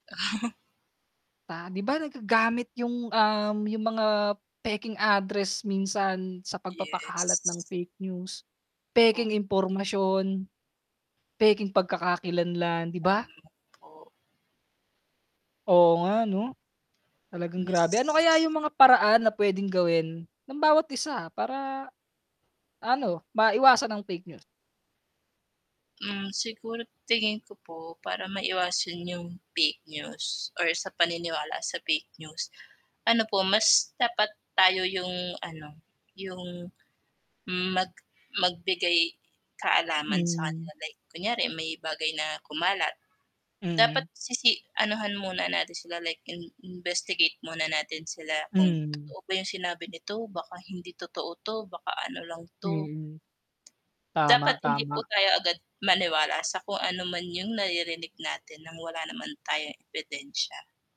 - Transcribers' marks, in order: chuckle; mechanical hum; unintelligible speech; unintelligible speech; static; tsk
- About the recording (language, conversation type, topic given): Filipino, unstructured, Paano mo maipapaliwanag ang epekto ng huwad na balita sa lipunan?